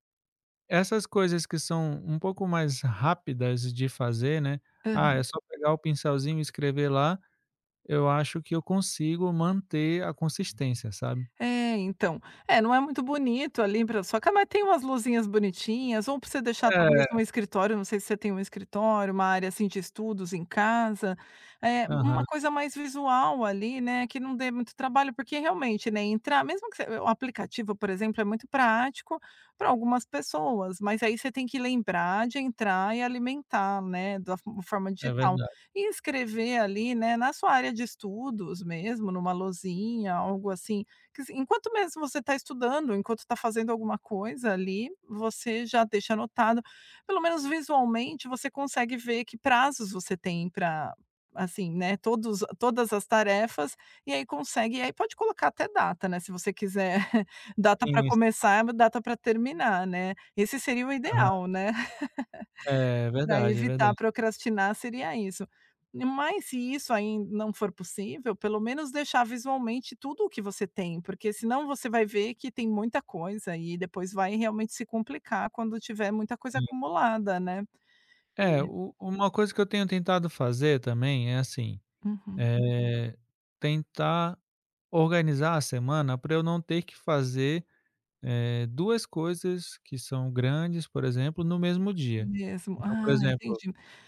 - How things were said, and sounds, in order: chuckle; laugh; unintelligible speech; other noise
- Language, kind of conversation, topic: Portuguese, advice, Como você costuma procrastinar para começar tarefas importantes?